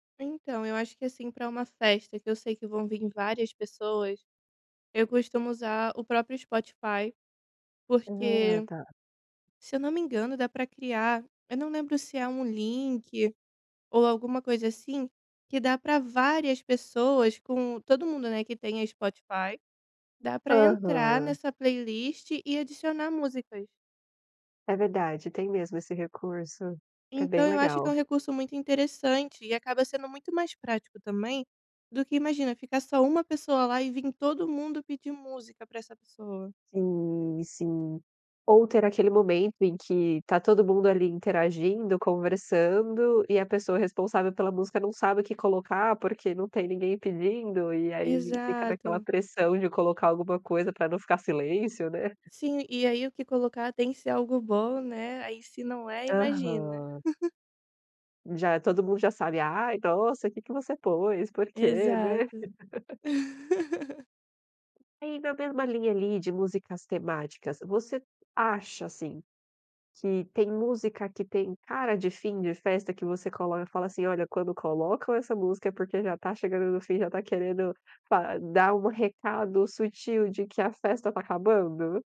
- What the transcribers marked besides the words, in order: tapping; laugh; laugh
- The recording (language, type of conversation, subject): Portuguese, podcast, Como montar uma playlist compartilhada que todo mundo curta?